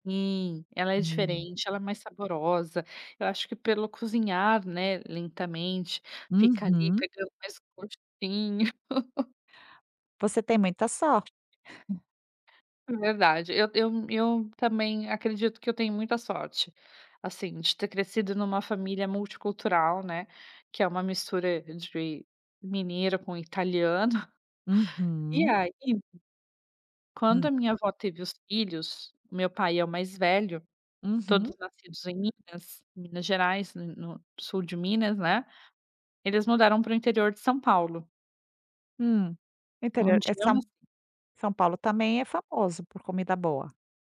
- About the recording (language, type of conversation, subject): Portuguese, podcast, Que comidas representam sua mistura cultural?
- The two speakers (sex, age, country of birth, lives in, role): female, 35-39, Brazil, Italy, guest; female, 50-54, Brazil, Spain, host
- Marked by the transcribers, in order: laugh; other noise; chuckle; tapping